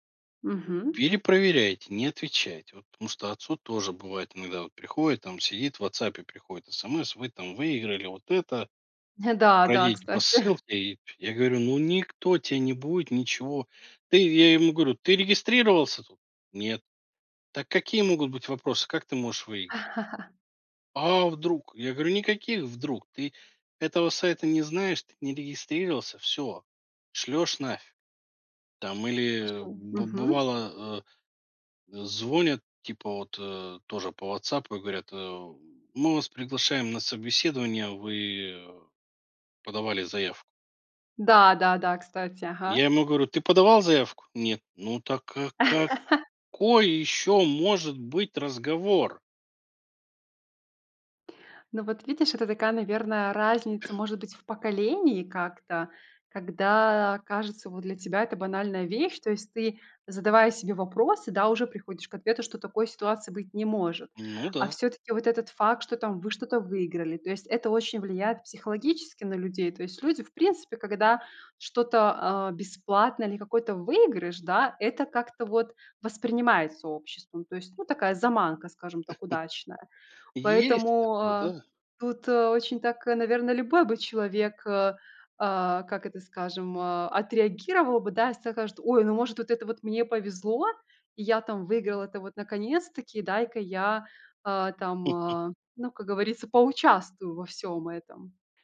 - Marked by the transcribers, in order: tapping; chuckle; other background noise; chuckle; angry: "какой еще может быть разговор?"; chuckle; "скажет" said as "стакажет"; chuckle
- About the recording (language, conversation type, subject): Russian, podcast, Какие привычки помогают повысить безопасность в интернете?